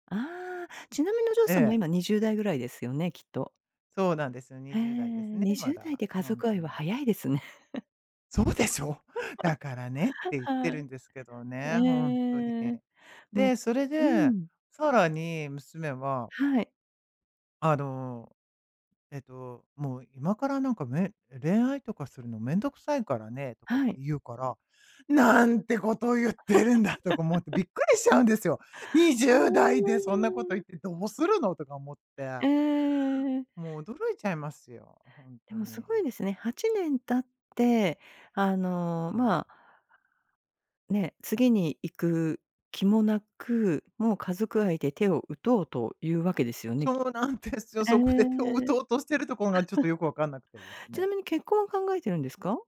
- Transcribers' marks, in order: laugh; put-on voice: "なんてことをゆってるんだ"; laugh; put-on voice: "にじゅうだい でそんなこと言ってどうするの？"; laugh
- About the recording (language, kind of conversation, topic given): Japanese, advice, 恋人と喧嘩が絶えない関係について、あなたは今どんな状況で、どう感じていますか？